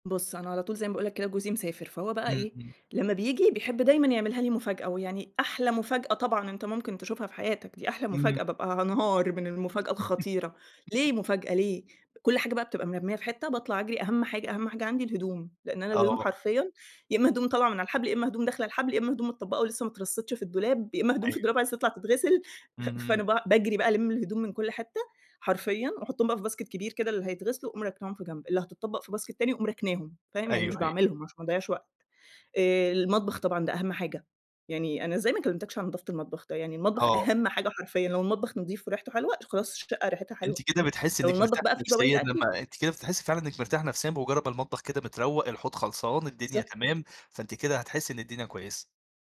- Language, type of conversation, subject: Arabic, podcast, إيه طريقتك في ترتيب البيت كل يوم؟
- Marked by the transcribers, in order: laugh; in English: "باسكت"; in English: "باسكت"; tapping